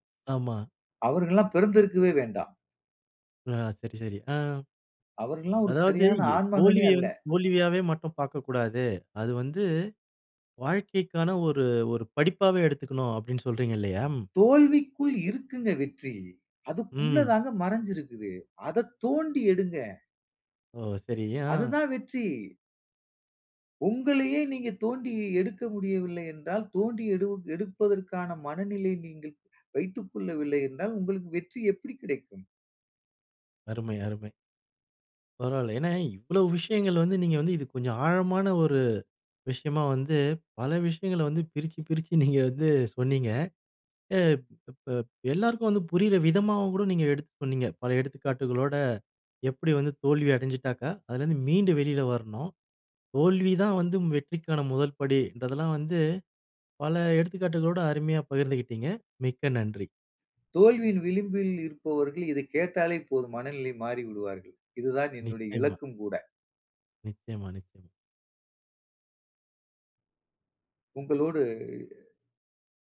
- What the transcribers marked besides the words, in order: unintelligible speech; other background noise; laughing while speaking: "நீங்க வந்து சொன்னீங்க"
- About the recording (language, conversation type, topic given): Tamil, podcast, தோல்வியால் மனநிலையை எப்படி பராமரிக்கலாம்?